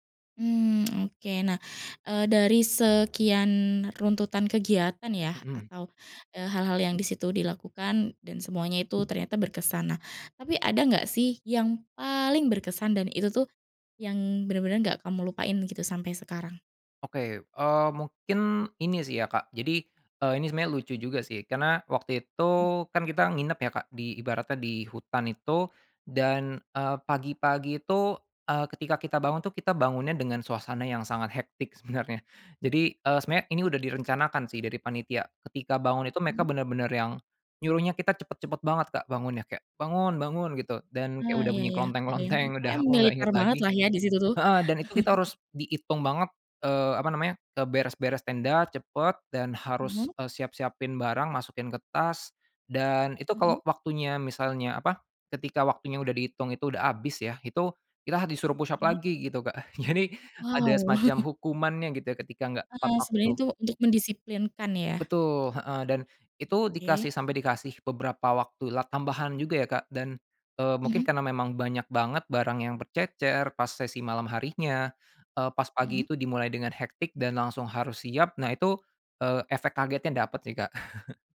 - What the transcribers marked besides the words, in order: laughing while speaking: "sebenarnya"; laughing while speaking: "klonteng"; chuckle; in English: "push up"; laughing while speaking: "jadi"; chuckle; chuckle
- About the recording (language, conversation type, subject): Indonesian, podcast, Apa pengalaman petualangan alam yang paling berkesan buat kamu?